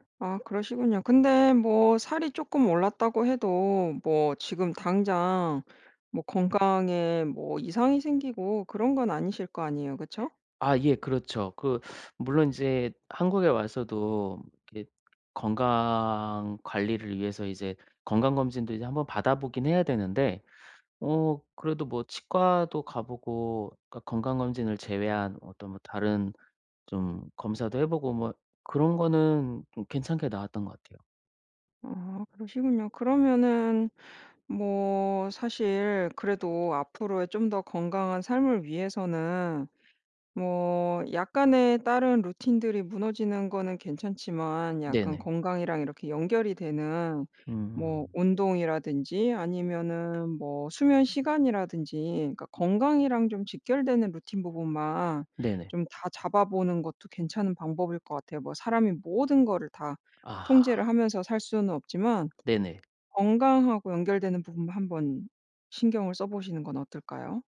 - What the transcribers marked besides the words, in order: tapping
- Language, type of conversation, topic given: Korean, advice, 일상 루틴을 꾸준히 유지하려면 무엇부터 시작하는 것이 좋을까요?